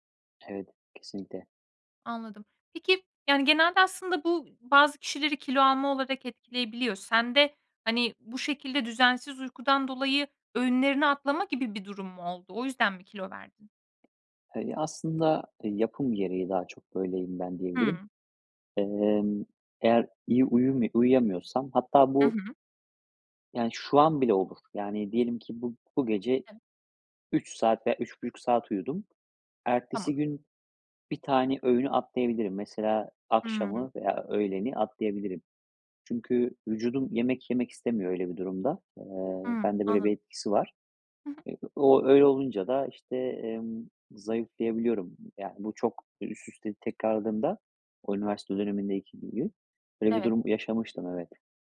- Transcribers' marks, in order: tapping
- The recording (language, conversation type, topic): Turkish, podcast, Uyku düzeninin zihinsel sağlığa etkileri nelerdir?